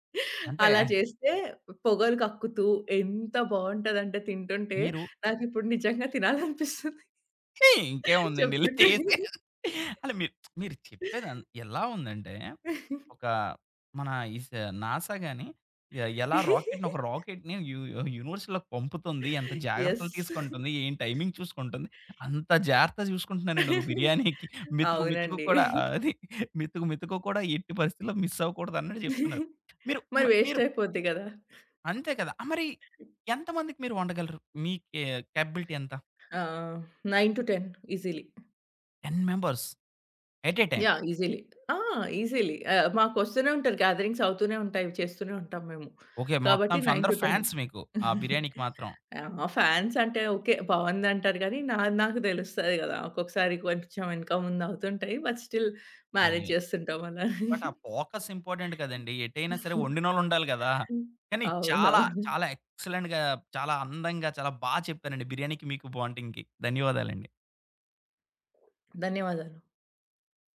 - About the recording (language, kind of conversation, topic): Telugu, podcast, మనసుకు నచ్చే వంటకం ఏది?
- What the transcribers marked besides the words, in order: giggle; laughing while speaking: "ఎళ్లి చేసేయాలి"; lip smack; chuckle; in English: "రాకెట్‌ని యు యు యూనివర్‌స్‌లోకి"; laugh; in English: "టైమింగ్"; in English: "యెస్"; other background noise; chuckle; in English: "మిస్"; giggle; in English: "వేస్ట్"; in English: "కే కేపబిలిటీ"; in English: "నైన్ టు టెన్ ఈజీలీ"; in English: "టెన్ మెంబర్స్! ఎట్ ఎ టైమ్?"; in English: "ఈజీలీ"; in English: "ఈజీలీ"; in English: "గాథరింగ్స్"; in English: "ఫ్యాన్స్"; in English: "నైన్ టు టెన్"; giggle; in English: "ఫ్యాన్స్"; in English: "బట్"; in English: "ఫోకస్ ఇంపార్టెంట్"; in English: "బట్ స్టిల్ మ్యానేజ్"; giggle; in English: "ఎక్సలెంట్‌గా"; in English: "బాంటీంగ్‌కి"